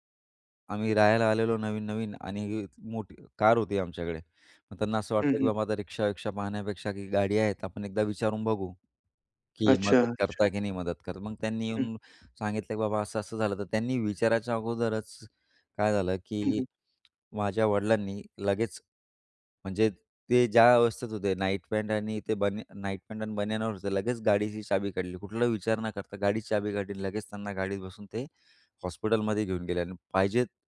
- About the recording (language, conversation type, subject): Marathi, podcast, आपल्या परिसरात एकमेकांवरील विश्वास कसा वाढवता येईल?
- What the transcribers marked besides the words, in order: other background noise